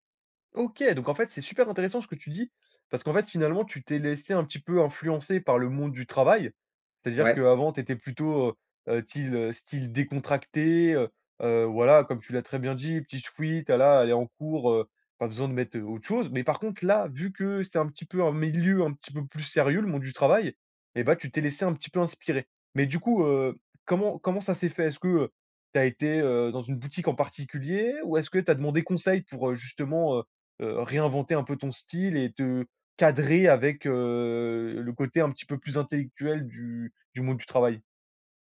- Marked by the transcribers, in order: "tyle" said as "style"; drawn out: "heu"
- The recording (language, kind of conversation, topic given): French, podcast, Comment ton style vestimentaire a-t-il évolué au fil des années ?